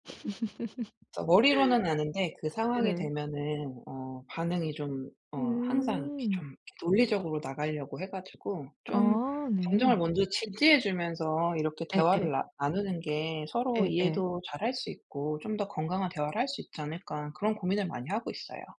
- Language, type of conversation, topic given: Korean, advice, 파트너가 스트레스를 받거나 감정적으로 힘들어할 때 저는 어떻게 지지할 수 있을까요?
- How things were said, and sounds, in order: laugh; other background noise; tapping